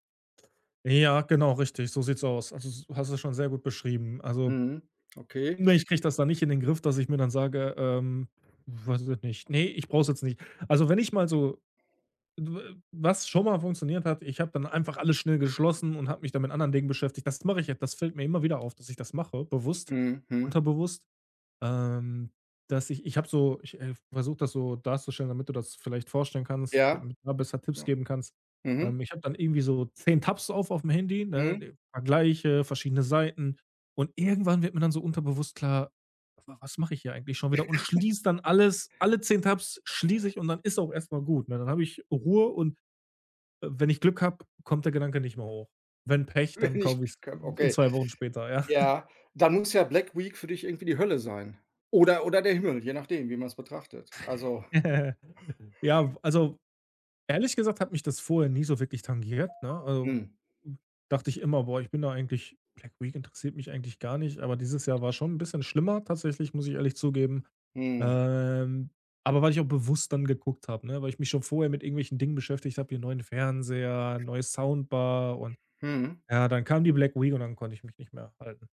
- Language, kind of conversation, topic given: German, advice, Wie gehst du mit deinem schlechten Gewissen nach impulsiven Einkäufen um?
- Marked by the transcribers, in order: tapping; other background noise; other noise; chuckle; laughing while speaking: "Wenn ich"; chuckle; chuckle; alarm